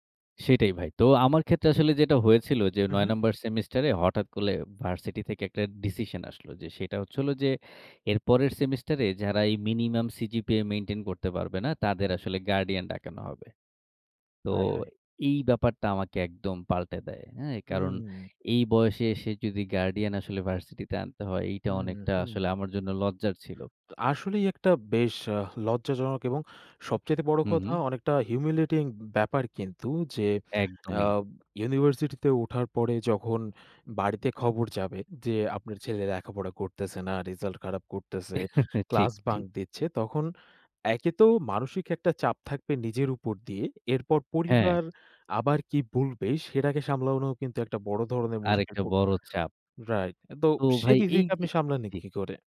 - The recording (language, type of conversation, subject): Bengali, podcast, আপনি ব্যর্থতা থেকে কীভাবে শেখেন, উদাহরণসহ বলতে পারবেন?
- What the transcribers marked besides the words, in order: "করে" said as "কলে"; other background noise; drawn out: "হুম"; in English: "হিউমিলিয়েটিং"; chuckle; tapping; "সামলান" said as "সামলানে"